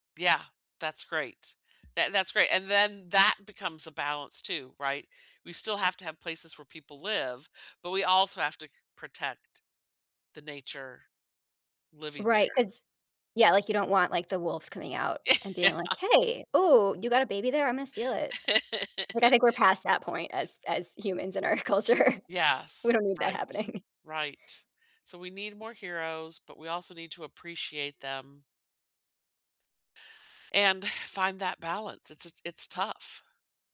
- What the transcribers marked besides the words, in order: stressed: "that"; laughing while speaking: "Yeah"; laugh; tapping; laughing while speaking: "culture"; laughing while speaking: "happening"
- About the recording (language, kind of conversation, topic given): English, unstructured, What emotions do you feel when you see a forest being cut down?